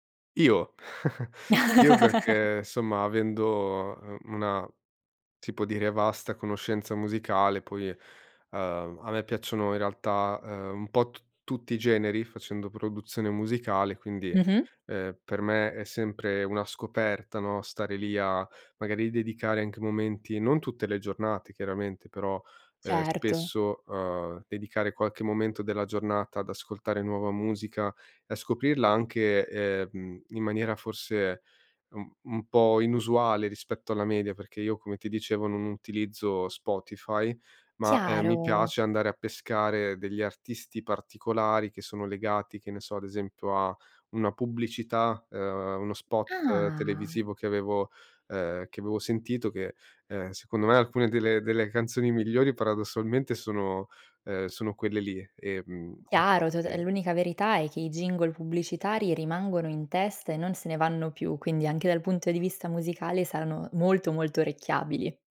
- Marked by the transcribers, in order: chuckle; laugh; surprised: "Ah!"; "saranno" said as "sarano"
- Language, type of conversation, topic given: Italian, podcast, Che ruolo hanno gli amici nelle tue scoperte musicali?